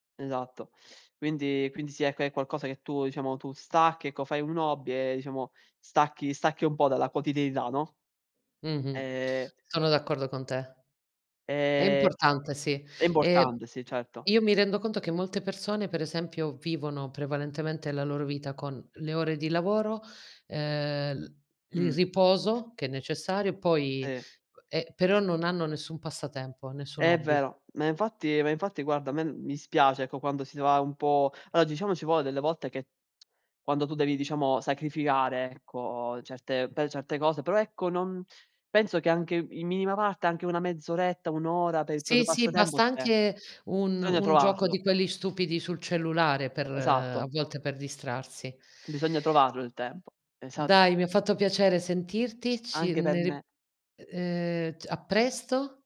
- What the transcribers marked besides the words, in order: other background noise; "proprio" said as "propio"
- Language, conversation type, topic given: Italian, unstructured, Quali hobby ti sorprendono per quanto siano popolari oggi?